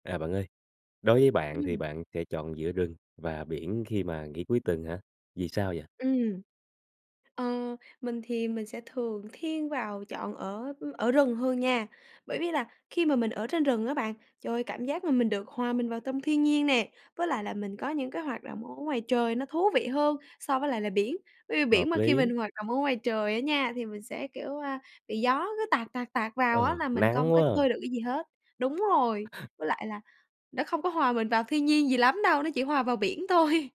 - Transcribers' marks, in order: tapping; laughing while speaking: "thôi"
- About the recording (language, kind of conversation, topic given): Vietnamese, podcast, Bạn sẽ chọn đi rừng hay đi biển vào dịp cuối tuần, và vì sao?